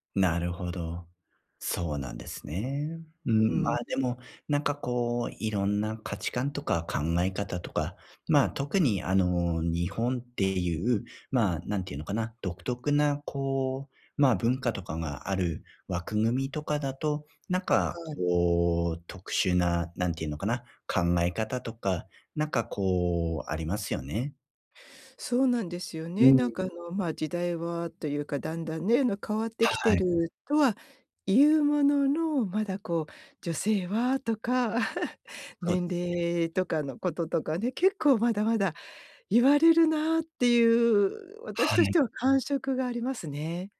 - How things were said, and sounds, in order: laugh
- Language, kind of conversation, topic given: Japanese, advice, グループの中で自分の居場所が見つからないとき、どうすれば馴染めますか？